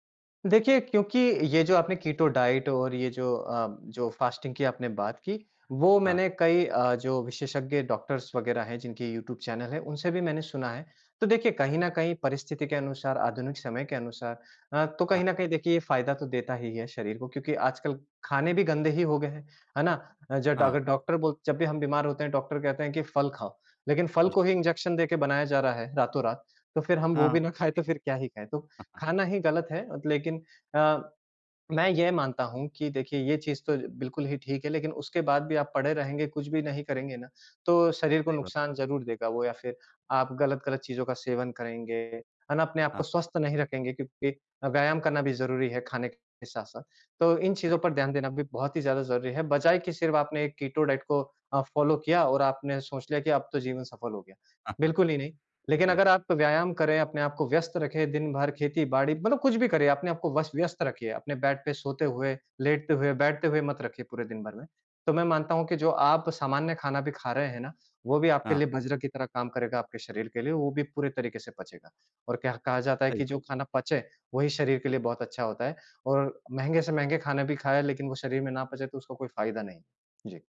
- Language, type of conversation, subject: Hindi, podcast, आप नाश्ता कैसे चुनते हैं और क्यों?
- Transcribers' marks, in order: in English: "कीटो डाइट"; in English: "फास्टिंग"; in English: "डॉक्टर्स"; other noise; in English: "कीटो डाइट"; in English: "फॉलो"